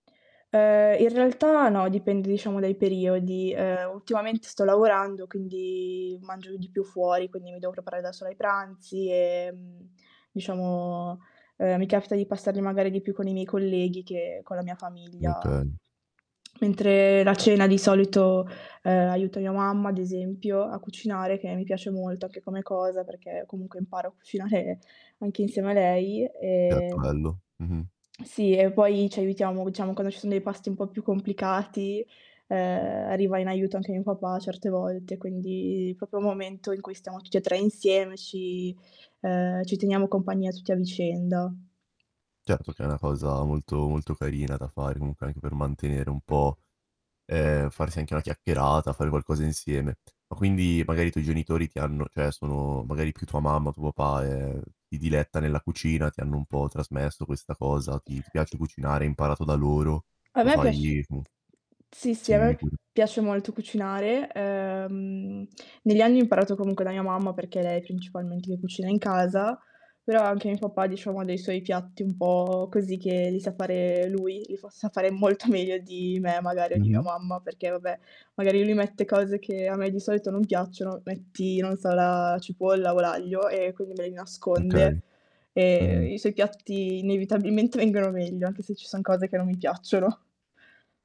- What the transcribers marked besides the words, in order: static; drawn out: "quindi"; tsk; laughing while speaking: "cucinare"; unintelligible speech; drawn out: "E"; distorted speech; laughing while speaking: "molto meglio"; laughing while speaking: "inevitabilmente vengono"; laughing while speaking: "piacciono"
- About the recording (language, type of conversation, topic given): Italian, podcast, Qual è il ruolo dei pasti in famiglia nella vostra vita quotidiana?